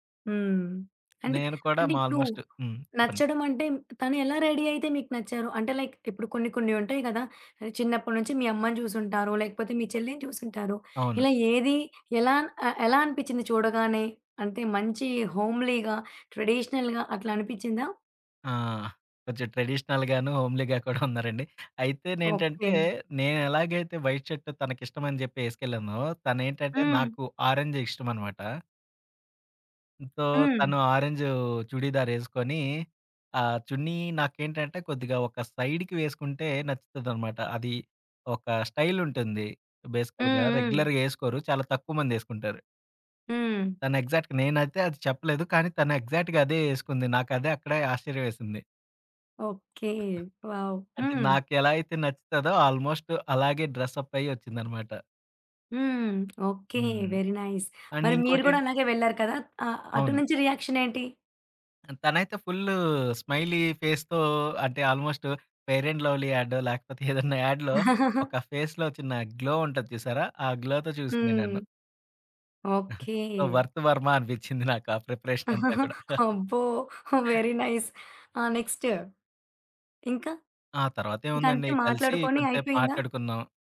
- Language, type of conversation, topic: Telugu, podcast, మొదటి చూపులో మీరు ఎలా కనిపించాలనుకుంటారు?
- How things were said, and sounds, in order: other background noise; in English: "ఆల్మోస్ట్"; in English: "రెడీ"; in English: "లైక్"; in English: "హోమ్లీగా, ట్రెడిషనల్‌గా"; in English: "ట్రెడిషనల్‌గాను హోమ్లీగా"; giggle; in English: "సో"; in English: "బేసికల్‌గా, రెగ్యులర్‌గా"; in English: "ఎగ్జాక్ట్‌గ"; in English: "ఎగ్జాక్ట్‌గా"; giggle; in English: "ఆల్మోస్ట్"; in English: "డ్రెస్ అప్"; tapping; in English: "వెరీ నైస్"; in English: "అండ్"; in English: "రియాక్షన్"; in English: "స్మైలీ ఫేస్‌తో"; in English: "ఫెయిర్ అండ్ లవ్లీ"; giggle; in English: "యాడ్‌లో"; chuckle; in English: "ఫేస్‌లో"; in English: "గ్లో"; in English: "గ్లోతో"; chuckle; in English: "సో, వర్త్"; giggle; chuckle; in English: "వెరీ నైస్"